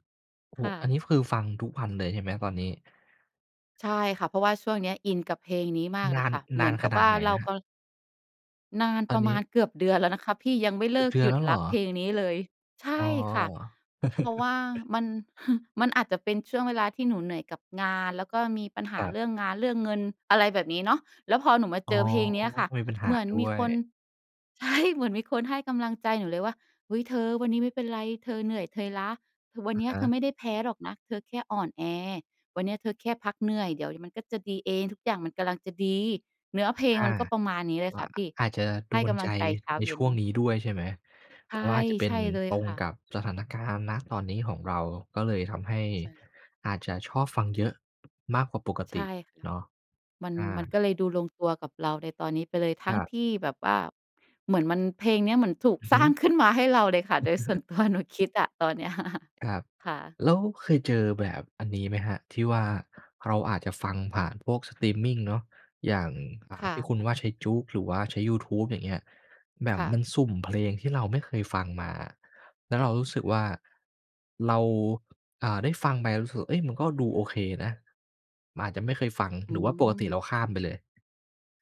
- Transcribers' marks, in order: chuckle; laugh; laughing while speaking: "ใช่"; laughing while speaking: "สร้าง"; chuckle; laughing while speaking: "ตัว"; chuckle
- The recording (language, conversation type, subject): Thai, podcast, คุณมักค้นพบเพลงใหม่จากที่ไหนบ่อยสุด?